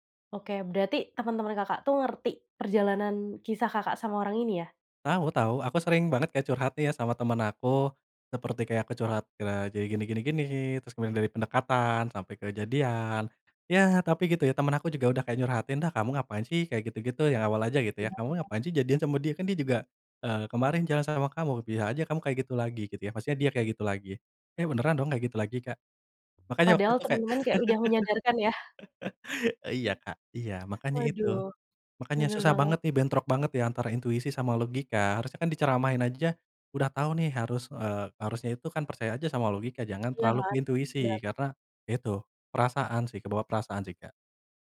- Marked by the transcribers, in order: chuckle; tapping
- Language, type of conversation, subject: Indonesian, podcast, Apa yang kamu lakukan ketika intuisi dan logika saling bertentangan?